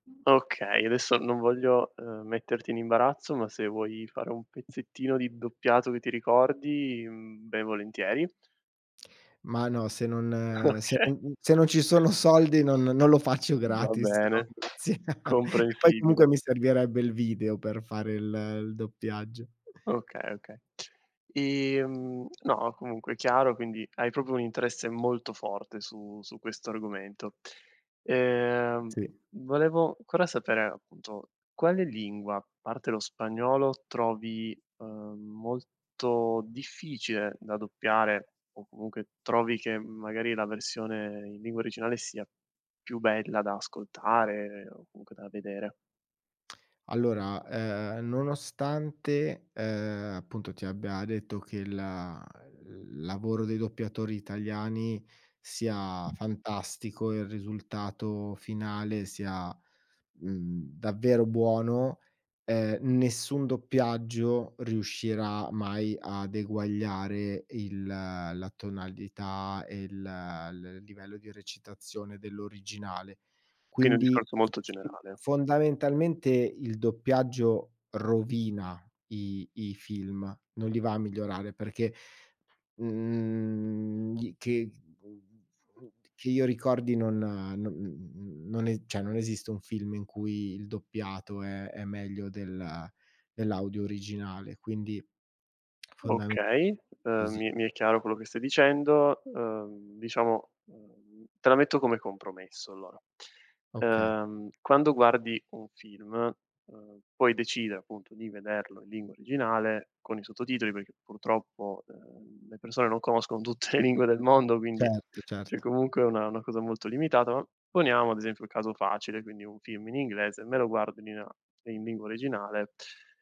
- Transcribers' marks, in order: other background noise; laughing while speaking: "Okay"; door; chuckle; "proprio" said as "propio"; other noise; "cioè" said as "ceh"; tongue click; laughing while speaking: "tutte"; "cioè" said as "ceh"; tapping
- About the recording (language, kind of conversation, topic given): Italian, podcast, Che ruolo ha il doppiaggio nei tuoi film preferiti?